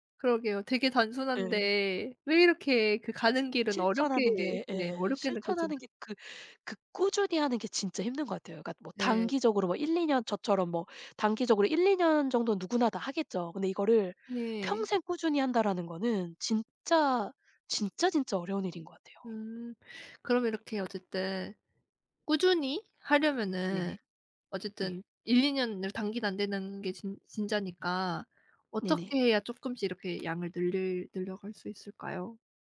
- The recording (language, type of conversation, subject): Korean, podcast, 꾸준히 하는 비결은 뭐예요?
- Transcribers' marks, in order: other background noise; tapping